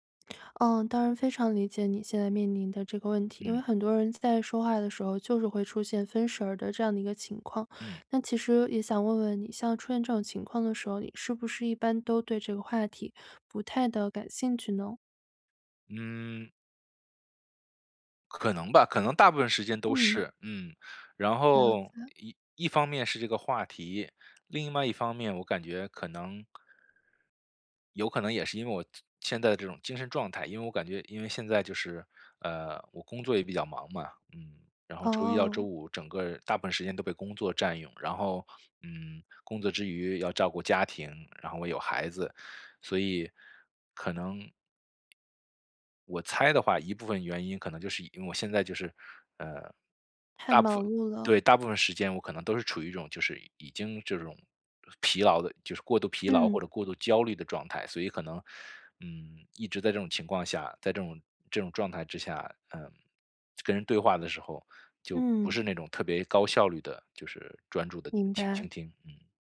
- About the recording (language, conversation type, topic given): Chinese, advice, 如何在与人交谈时保持专注？
- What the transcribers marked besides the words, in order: other background noise